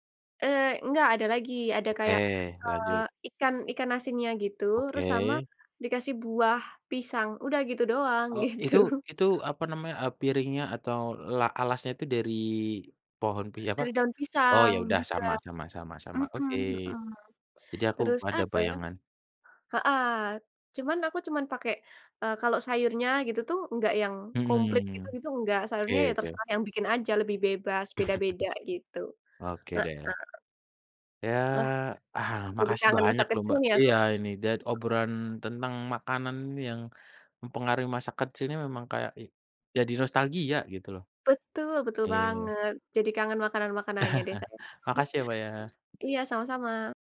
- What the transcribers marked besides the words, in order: laughing while speaking: "gitu"; chuckle; other background noise; chuckle; tapping
- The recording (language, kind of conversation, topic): Indonesian, unstructured, Bagaimana makanan memengaruhi kenangan masa kecilmu?